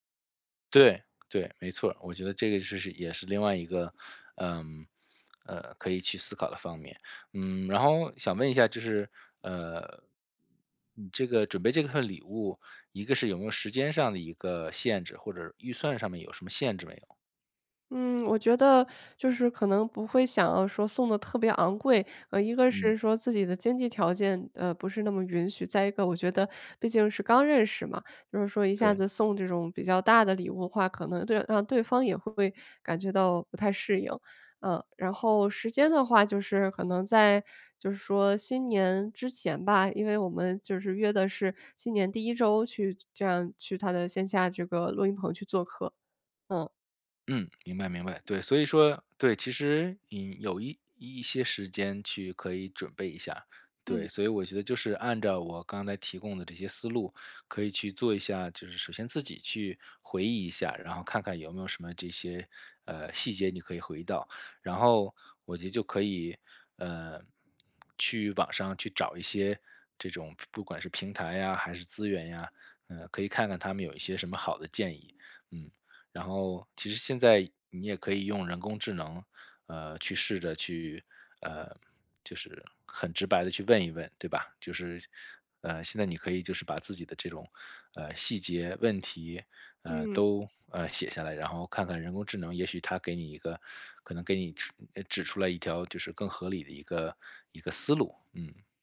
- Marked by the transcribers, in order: tapping; other background noise; teeth sucking
- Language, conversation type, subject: Chinese, advice, 我该如何为别人挑选合适的礼物？